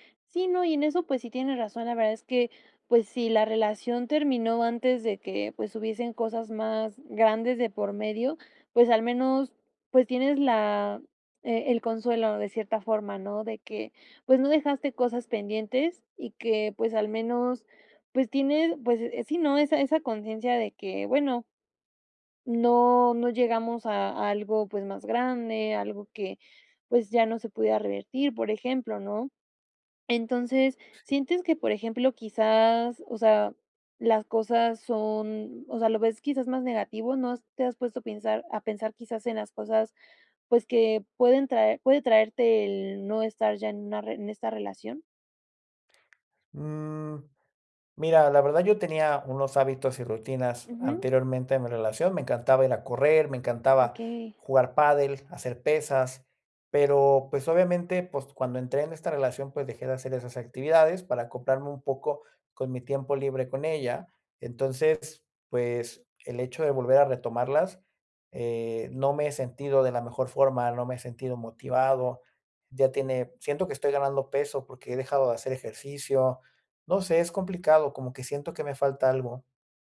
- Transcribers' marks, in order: other background noise
- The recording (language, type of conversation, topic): Spanish, advice, ¿Cómo puedo aceptar la nueva realidad después de que terminó mi relación?
- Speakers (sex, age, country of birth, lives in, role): female, 20-24, Mexico, Mexico, advisor; male, 35-39, Mexico, Mexico, user